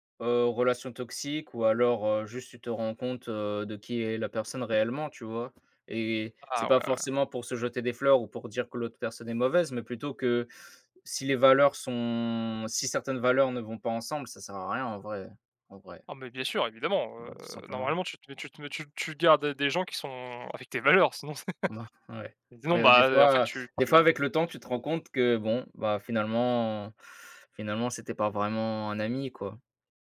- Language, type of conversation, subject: French, unstructured, Comment décrirais-tu une véritable amitié, selon toi ?
- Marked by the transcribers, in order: other background noise; drawn out: "sont"; chuckle